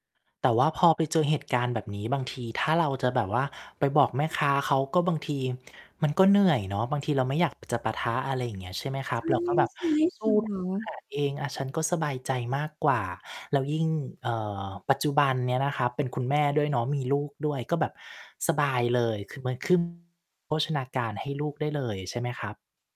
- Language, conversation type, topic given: Thai, podcast, คุณมีวิธีเตรียมอาหารล่วงหน้าอย่างไรบ้าง?
- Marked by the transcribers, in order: tapping; static; distorted speech